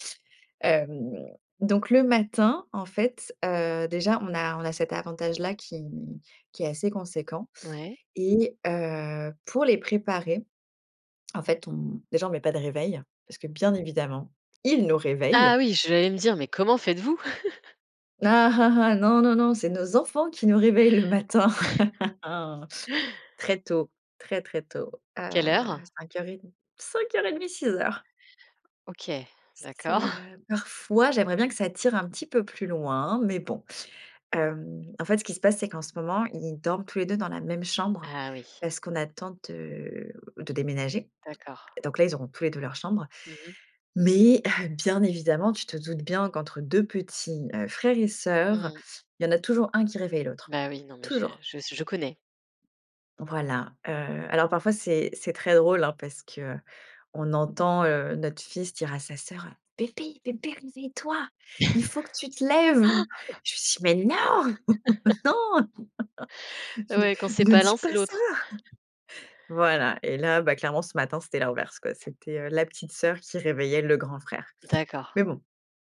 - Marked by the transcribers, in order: stressed: "ils"; laugh; chuckle; tapping; laughing while speaking: "d'accord"; stressed: "Mais"; stressed: "toujours"; stressed: "connais"; put-on voice: "Bébé, bébé réveille toi, il faut que tu te lèves"; chuckle; laugh; put-on voice: "Mais non !"; chuckle; stressed: "Non"; chuckle; stressed: "ça"; chuckle; other background noise
- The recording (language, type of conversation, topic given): French, podcast, Comment vous organisez-vous les matins où tout doit aller vite avant l’école ?